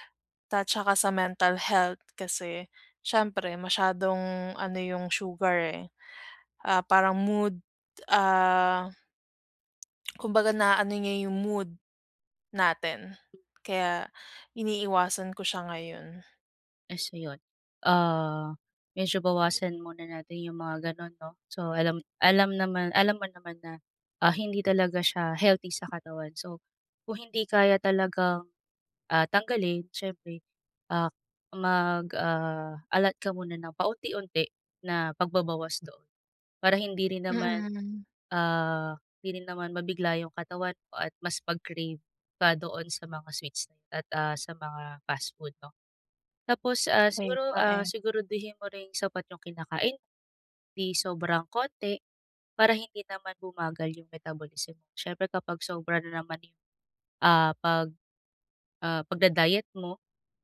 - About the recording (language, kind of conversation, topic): Filipino, advice, Bakit hindi bumababa ang timbang ko kahit sinusubukan kong kumain nang masustansiya?
- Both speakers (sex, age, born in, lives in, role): female, 25-29, Philippines, Philippines, user; female, 35-39, Philippines, Philippines, advisor
- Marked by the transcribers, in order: tapping; in English: "allot"; in English: "metabolism"